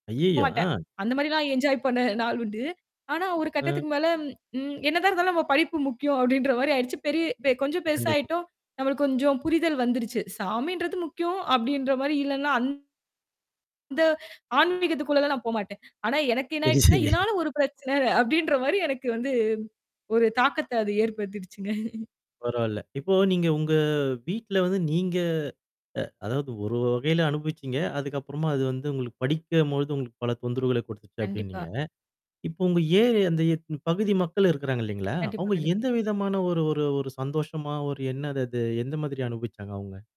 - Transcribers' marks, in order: surprised: "ஐயையோ! ஆ"; mechanical hum; in English: "என்ஜாய்"; laughing while speaking: "சரி, சரி"; laughing while speaking: "பிரச்சனை. அப்பிடின்ற மாரி, எனக்கு வந்து ஒரு தாக்கத்த அது ஏற்படுத்திடுச்சுங்க"; chuckle; "எடத்துனு" said as "எத்னு"
- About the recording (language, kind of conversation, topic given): Tamil, podcast, பண்டிகைகள் மற்றும் விழாக்களில் ஒலிக்கும் இசை உங்களுக்கு என்ன தாக்கத்தை அளித்தது?